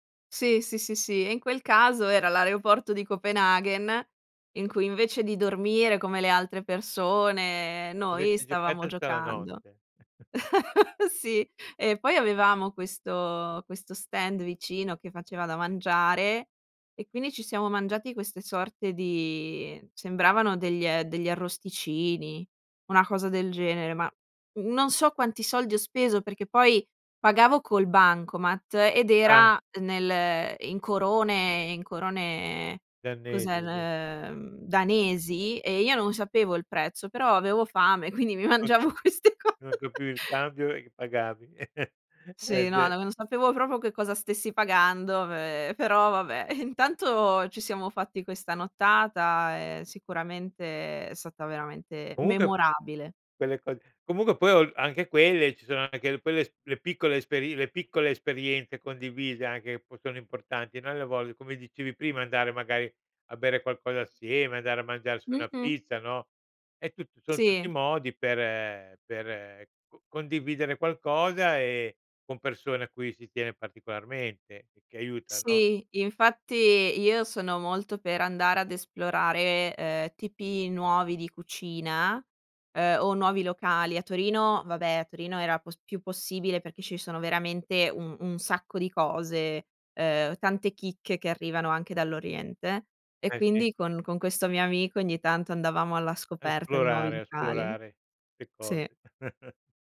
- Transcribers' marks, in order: "aereoporto" said as "aeroporto"; chuckle; laughing while speaking: "queste co"; laugh; chuckle; laughing while speaking: "Intanto"; "volte" said as "vole"; chuckle
- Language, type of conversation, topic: Italian, podcast, Come si coltivano amicizie durature attraverso esperienze condivise?